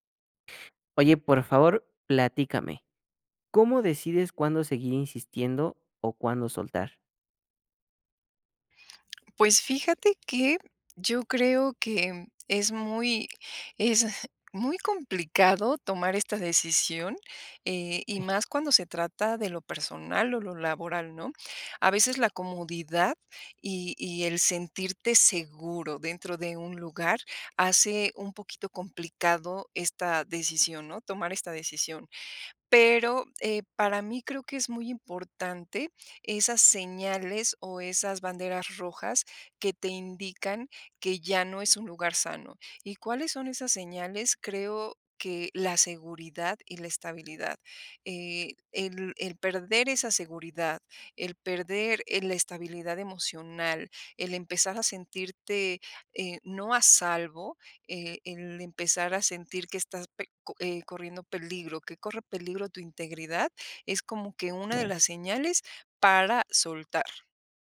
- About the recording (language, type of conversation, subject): Spanish, podcast, ¿Cómo decides cuándo seguir insistiendo o cuándo soltar?
- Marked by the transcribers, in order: chuckle